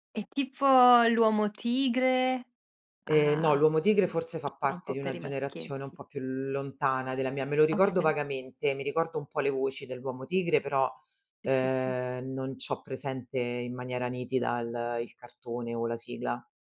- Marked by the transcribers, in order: unintelligible speech
- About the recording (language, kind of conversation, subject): Italian, podcast, Quali ricordi ti evocano le sigle televisive di quando eri piccolo?